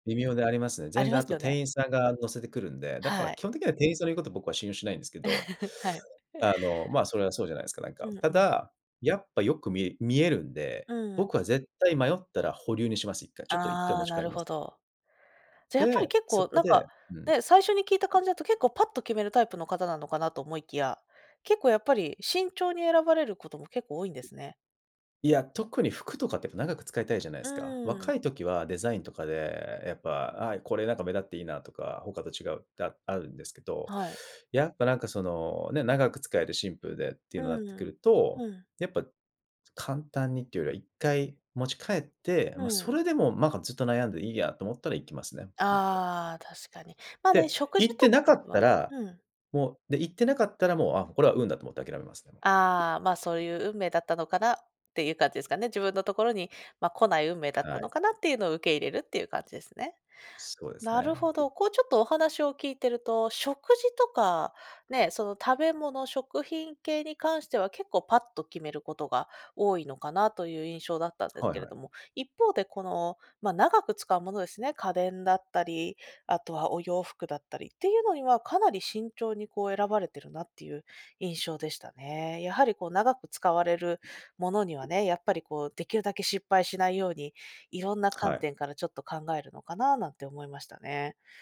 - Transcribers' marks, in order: laugh; other background noise; tapping
- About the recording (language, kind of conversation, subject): Japanese, podcast, 複数の魅力的な選択肢があるとき、どのように選びますか？